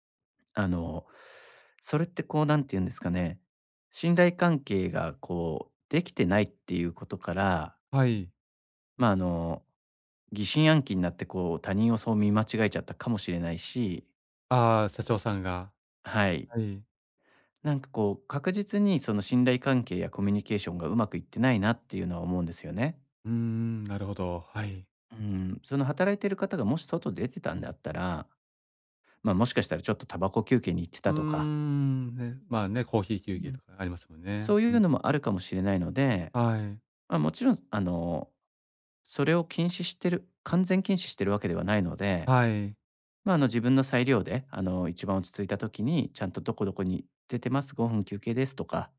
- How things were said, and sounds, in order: other noise
- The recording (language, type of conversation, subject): Japanese, advice, 職場で失った信頼を取り戻し、関係を再構築するにはどうすればよいですか？
- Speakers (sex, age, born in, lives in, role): male, 40-44, Japan, Japan, user; male, 45-49, Japan, Japan, advisor